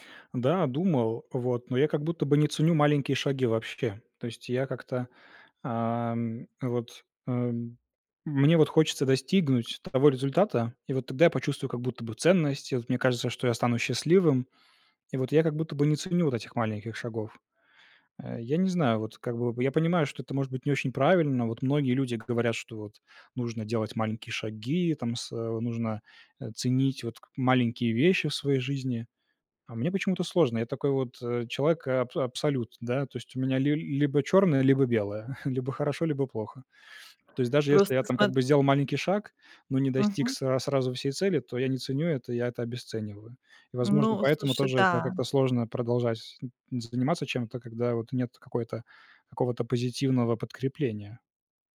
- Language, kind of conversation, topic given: Russian, advice, Как перестать постоянно тревожиться о будущем и испытывать тревогу при принятии решений?
- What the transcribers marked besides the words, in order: tapping; other background noise; chuckle